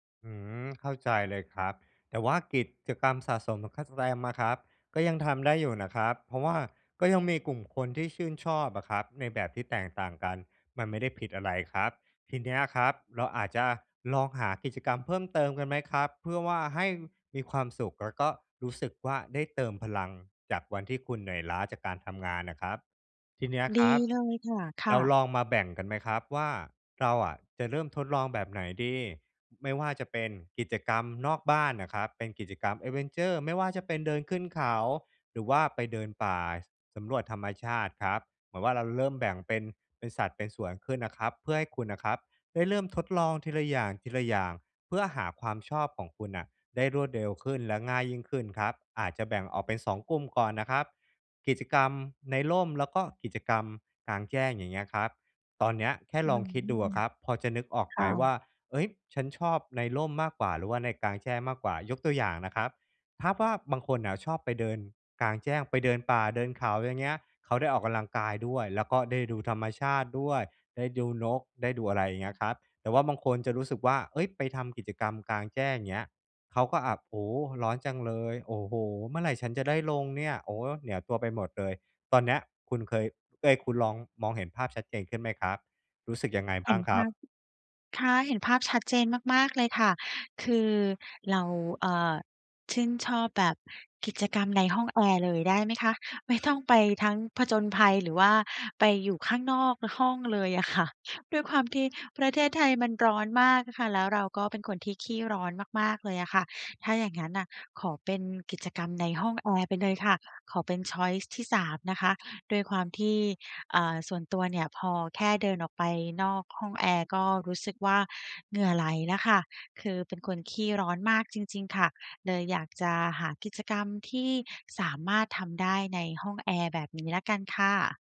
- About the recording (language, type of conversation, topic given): Thai, advice, ฉันจะเริ่มค้นหาความชอบส่วนตัวของตัวเองได้อย่างไร?
- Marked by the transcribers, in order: in English: "แอดเวนเชอร์"; in English: "ชอยซ์"